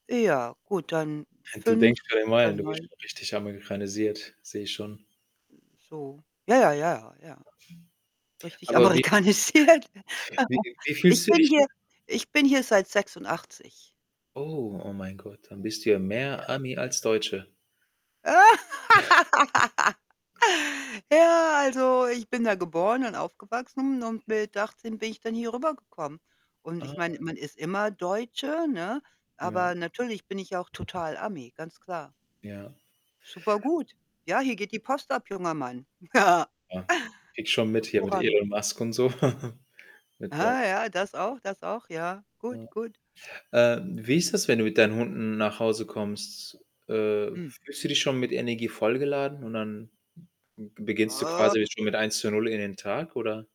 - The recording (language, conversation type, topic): German, unstructured, Wie wirkt sich Sport auf die mentale Gesundheit aus?
- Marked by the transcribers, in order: static; snort; distorted speech; other background noise; laughing while speaking: "amerikanisiert"; chuckle; laugh; snort; unintelligible speech; giggle; chuckle; groan